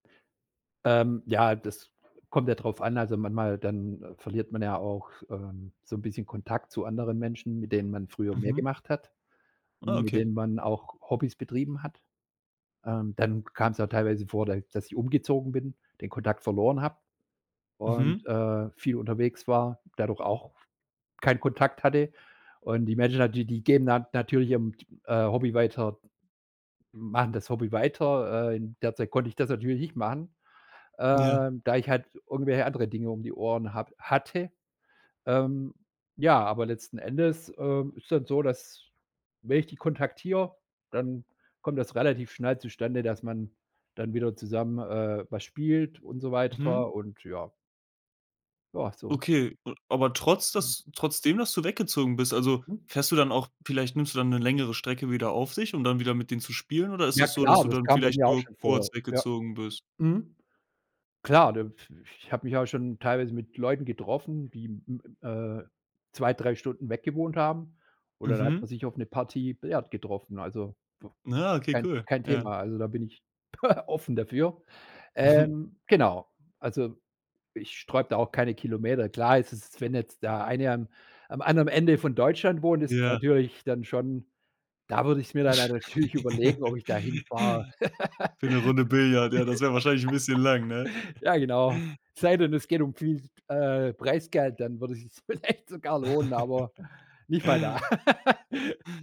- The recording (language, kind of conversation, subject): German, podcast, Was wäre dein erster Schritt, um ein Hobby wiederzubeleben?
- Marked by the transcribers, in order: other background noise; chuckle; chuckle; laugh; other noise; laughing while speaking: "vielleicht"; chuckle; laugh